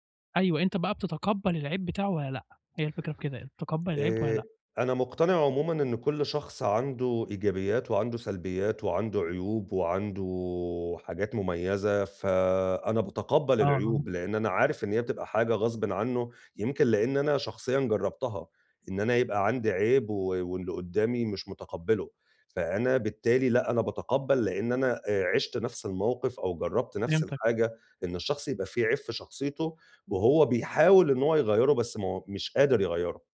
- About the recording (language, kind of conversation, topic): Arabic, advice, إزاي أتعلم أقبل عيوبي وأبني احترام وثقة في نفسي؟
- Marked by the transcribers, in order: tapping